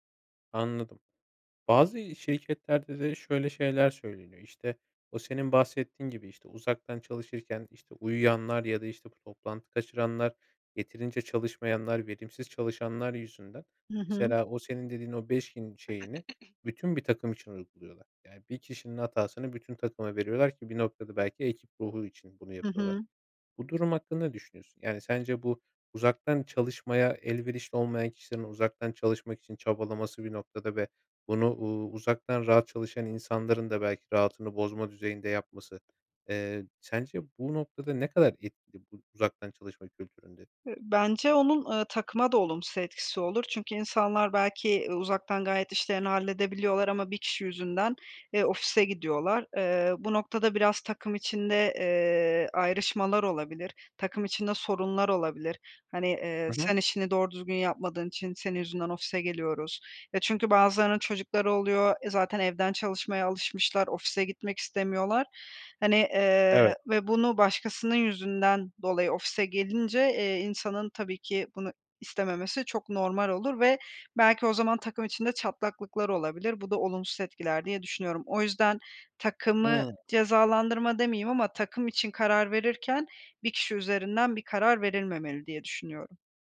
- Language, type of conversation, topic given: Turkish, podcast, Uzaktan çalışma kültürü işleri nasıl değiştiriyor?
- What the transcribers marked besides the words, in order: throat clearing